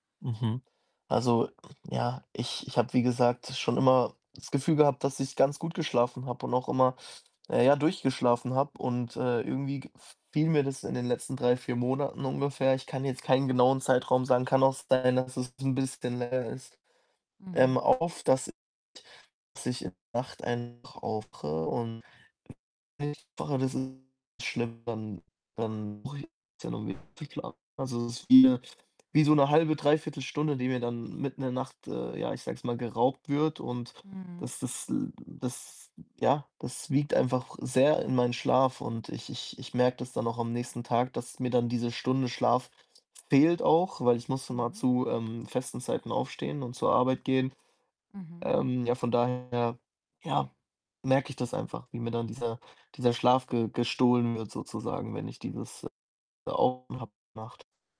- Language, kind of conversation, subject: German, advice, Wie kann ich häufiges nächtliches Aufwachen und nicht erholsamen Schlaf verbessern?
- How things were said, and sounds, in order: static; other background noise; distorted speech; unintelligible speech; unintelligible speech; unintelligible speech; unintelligible speech